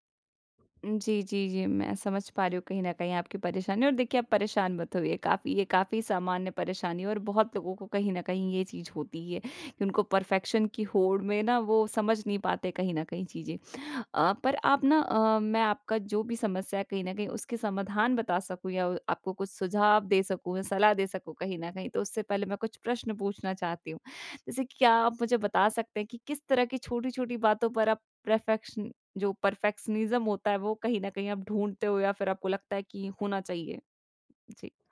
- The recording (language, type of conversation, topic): Hindi, advice, छोटी-छोटी बातों में पूर्णता की चाह और लगातार घबराहट
- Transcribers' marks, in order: in English: "परफेक्शन"; in English: "प्रैफेक्शन"; "परफेक्शन" said as "प्रैफेक्शन"; in English: "परफेक्शनिज़्म"; tapping